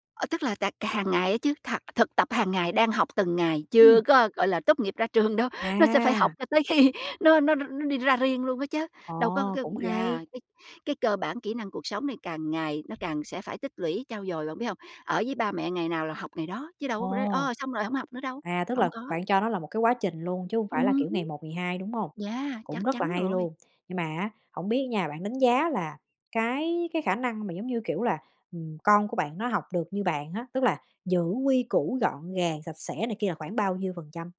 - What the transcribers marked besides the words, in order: laughing while speaking: "khi"; tapping
- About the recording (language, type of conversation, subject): Vietnamese, podcast, Bạn có những mẹo nào để giữ bếp luôn sạch sẽ mỗi ngày?